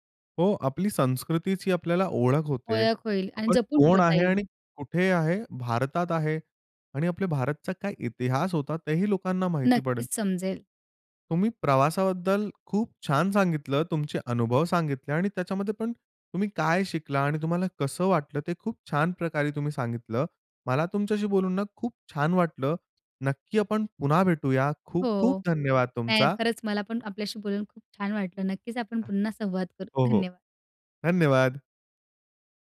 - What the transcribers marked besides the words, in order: other background noise
- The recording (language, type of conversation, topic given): Marathi, podcast, प्रवासातला एखादा खास क्षण कोणता होता?